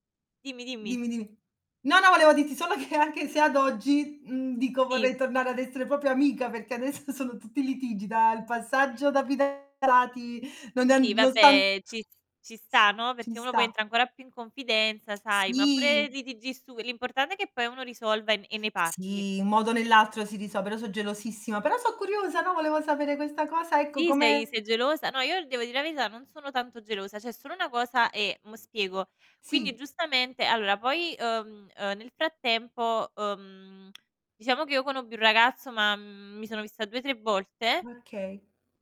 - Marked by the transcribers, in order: laughing while speaking: "che anche se ad oggi"; "proprio" said as "propio"; laughing while speaking: "adesso"; distorted speech; drawn out: "Sì"; tongue click; static
- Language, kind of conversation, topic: Italian, unstructured, Come si costruisce una comunicazione efficace con il partner?